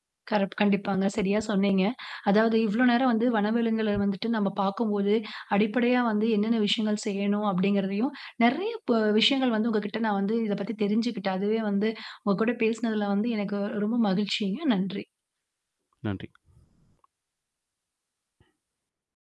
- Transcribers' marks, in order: other background noise; other noise; static; tapping
- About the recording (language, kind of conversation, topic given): Tamil, podcast, வனவிலங்கைப் பார்க்கும் போது எந்த அடிப்படை நெறிமுறைகளைப் பின்பற்ற வேண்டும்?